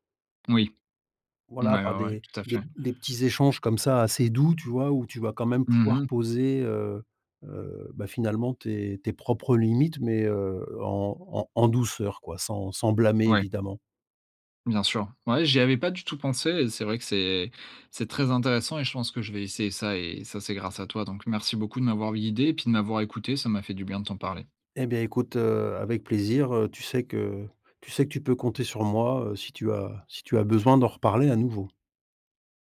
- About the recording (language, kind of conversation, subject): French, advice, Comment gérer ce sentiment d’étouffement lorsque votre partenaire veut toujours être ensemble ?
- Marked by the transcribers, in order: tapping